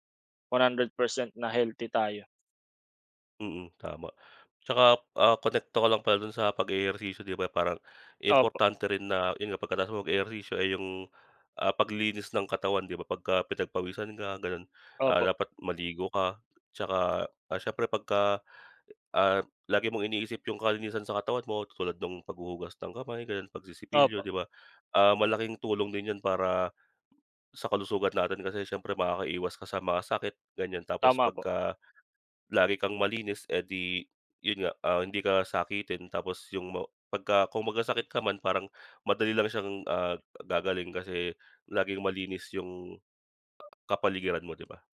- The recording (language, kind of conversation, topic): Filipino, unstructured, Ano ang ginagawa mo araw-araw para mapanatili ang kalusugan mo?
- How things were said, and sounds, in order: none